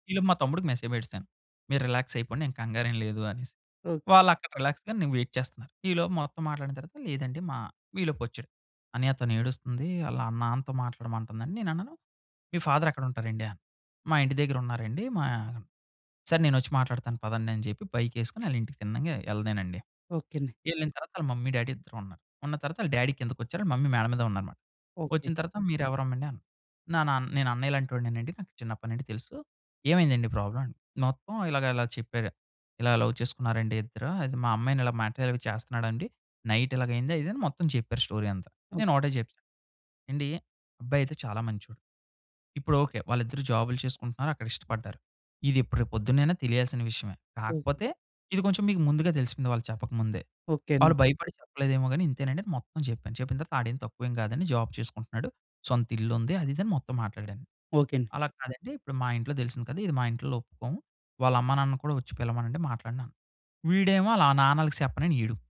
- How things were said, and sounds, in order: in English: "మెసేజ్"; in English: "రిలాక్స్"; in English: "రిలాక్స్‌గా"; in English: "వెయిట్"; in English: "ఫాదర్"; in English: "బైక్"; in English: "మమ్మీ డ్యాడీ"; in English: "డ్యాడీ"; in English: "మమ్మీ"; in English: "ప్రాబ్లమ్?"; in English: "లవ్"; in English: "మ్యాటర్"; in English: "నైట్"; in English: "స్టోరీ"; other background noise; in English: "జాబ్"
- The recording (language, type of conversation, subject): Telugu, podcast, మీరు ఎవరికైనా మద్దతుగా నిలబడి సహాయం చేసిన అనుభవాన్ని వివరించగలరా?